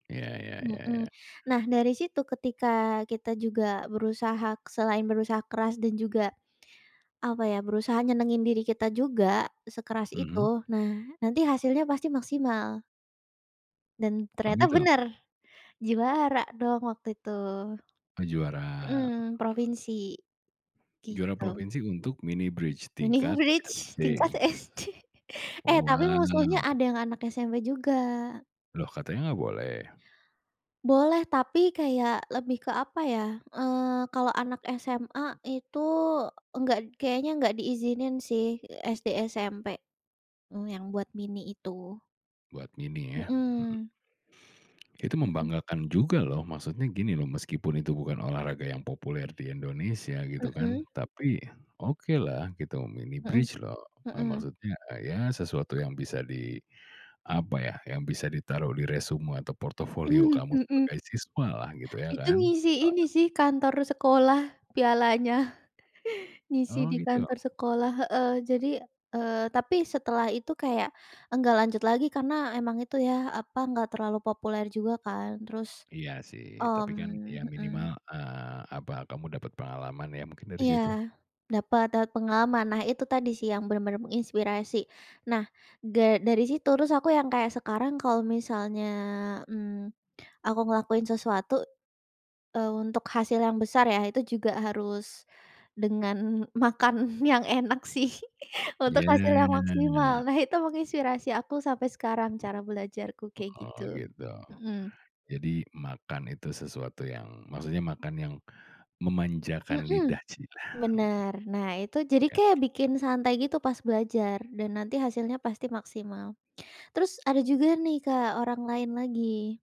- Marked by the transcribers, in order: tapping; other background noise; laughing while speaking: "Mini bridge tingkat SD"; laughing while speaking: "Mhm, mhm"; chuckle; laughing while speaking: "dengan makan yang enak sih"; drawn out: "Iya"
- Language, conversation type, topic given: Indonesian, podcast, Siapa guru atau orang yang paling menginspirasi cara belajarmu, dan mengapa?